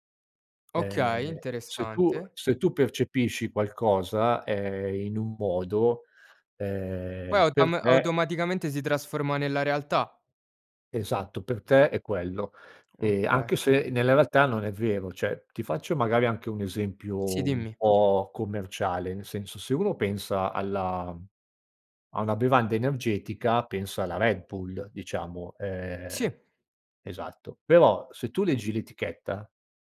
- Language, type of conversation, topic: Italian, podcast, Come si supera la solitudine in città, secondo te?
- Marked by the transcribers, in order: tapping; "Cioè" said as "ceh"